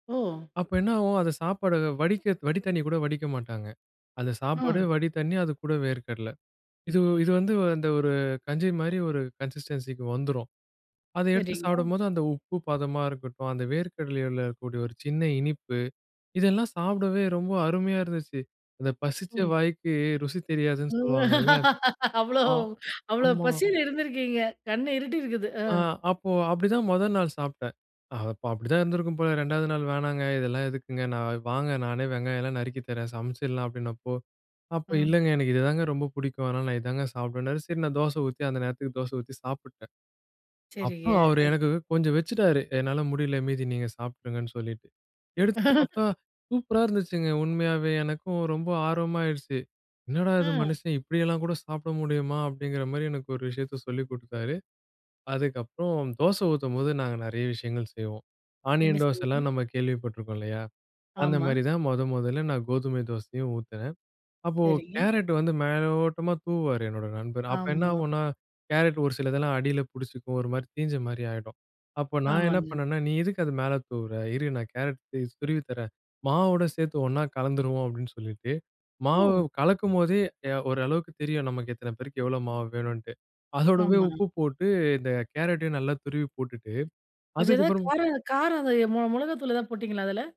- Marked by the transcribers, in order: in English: "கன்சிஸ்டன்சிக்கு"; laugh; tapping; other background noise; chuckle
- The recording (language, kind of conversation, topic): Tamil, podcast, கிச்சனில் கிடைக்கும் சாதாரண பொருட்களைப் பயன்படுத்தி புதுமை செய்வது எப்படி?